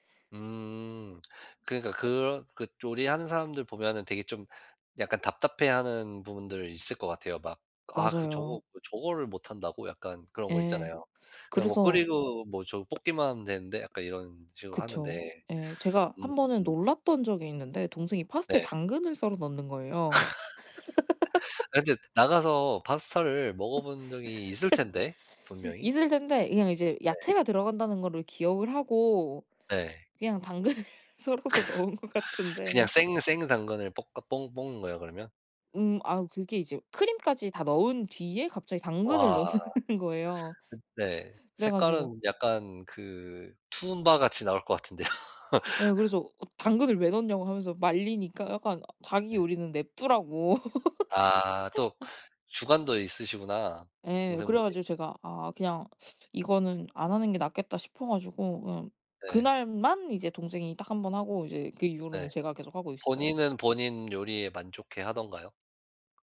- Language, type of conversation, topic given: Korean, podcast, 요리 취미를 즐기는 데 도움이 되는 팁이 있을까요?
- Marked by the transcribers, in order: teeth sucking; laugh; laugh; laughing while speaking: "당근을 썰어서 넣은 것 같은데"; laugh; laughing while speaking: "넣는"; laugh; laugh; teeth sucking